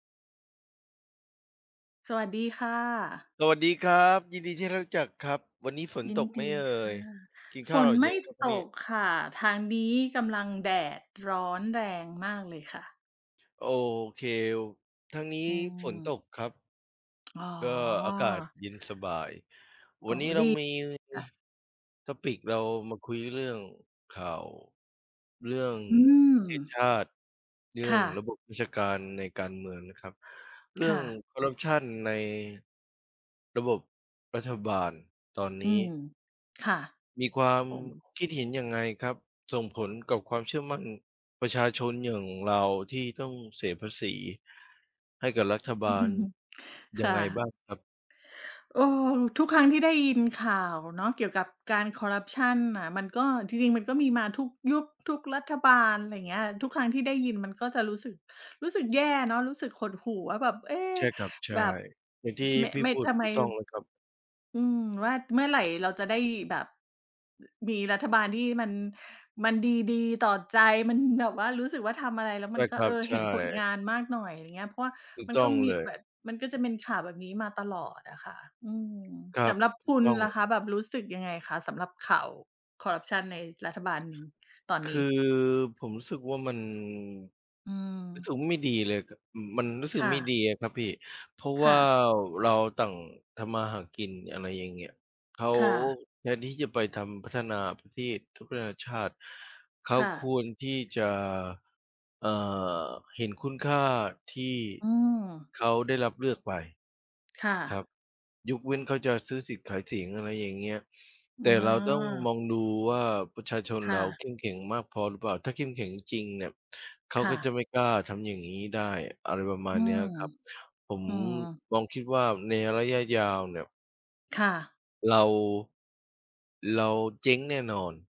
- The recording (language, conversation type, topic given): Thai, unstructured, คุณคิดอย่างไรกับข่าวการทุจริตในรัฐบาลตอนนี้?
- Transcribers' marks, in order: tapping; in English: "Topic"; chuckle